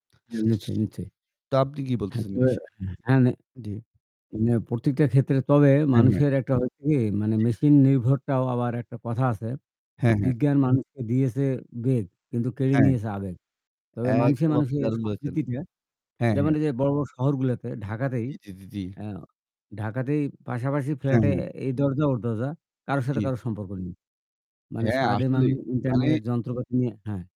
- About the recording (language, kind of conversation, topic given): Bengali, unstructured, আপনার জীবনে প্রযুক্তি কীভাবে আনন্দ এনেছে?
- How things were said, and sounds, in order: static; unintelligible speech; "সারাদিন" said as "সারাদে"